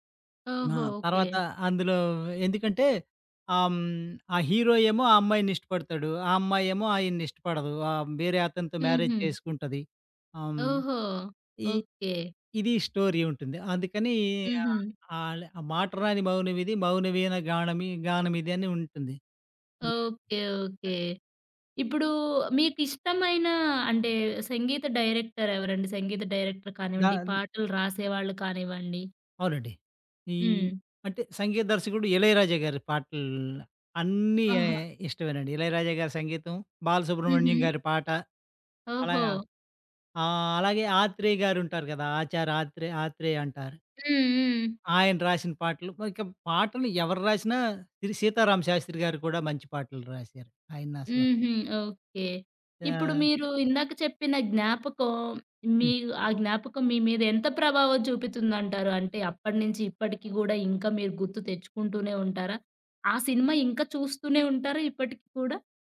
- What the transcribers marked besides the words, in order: in English: "హీరో"; in English: "మ్యారేజ్"; in English: "స్టోరీ"; other background noise; in English: "డైరెక్టర్"
- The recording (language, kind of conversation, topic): Telugu, podcast, పాత పాట వింటే గుర్తుకు వచ్చే ఒక్క జ్ఞాపకం ఏది?